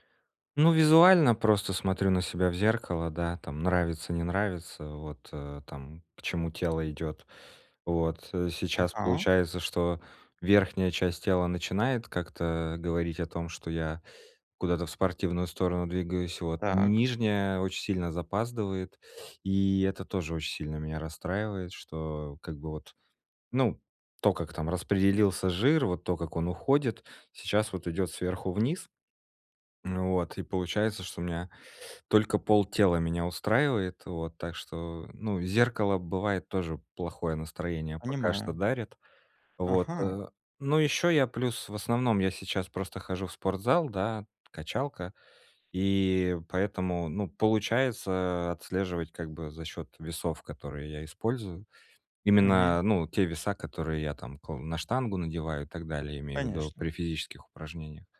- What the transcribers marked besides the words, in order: tapping; drawn out: "И"
- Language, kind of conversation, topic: Russian, advice, Как мне регулярно отслеживать прогресс по моим целям?